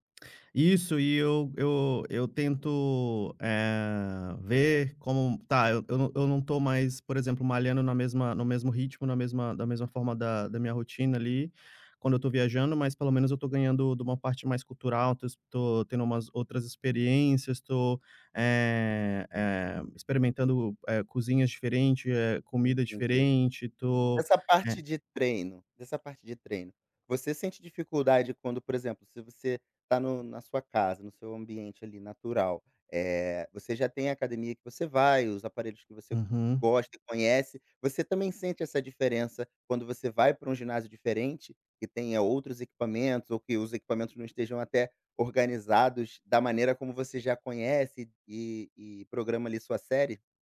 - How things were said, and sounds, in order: tapping; other background noise
- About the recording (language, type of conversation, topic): Portuguese, podcast, Como você lida com recaídas quando perde a rotina?